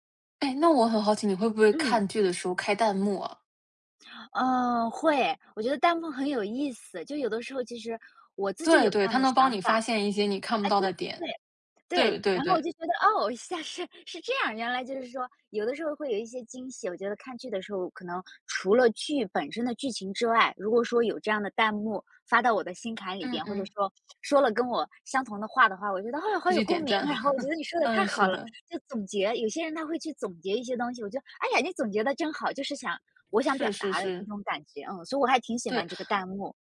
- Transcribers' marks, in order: other background noise; laughing while speaking: "在是 是"; laugh
- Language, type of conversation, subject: Chinese, podcast, 你最近追的电视剧，哪一点最吸引你？